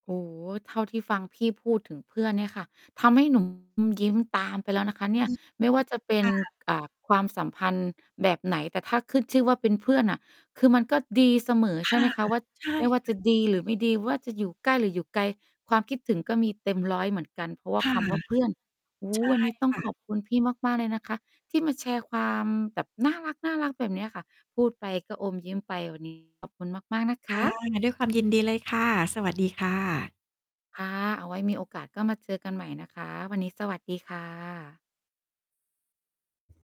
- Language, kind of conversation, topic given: Thai, podcast, ถ้าไม่มีเพื่อนอยู่ใกล้ตัวและรู้สึกเหงา คุณจะจัดการกับความรู้สึกนี้อย่างไร?
- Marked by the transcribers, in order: other background noise; distorted speech; static; tapping; mechanical hum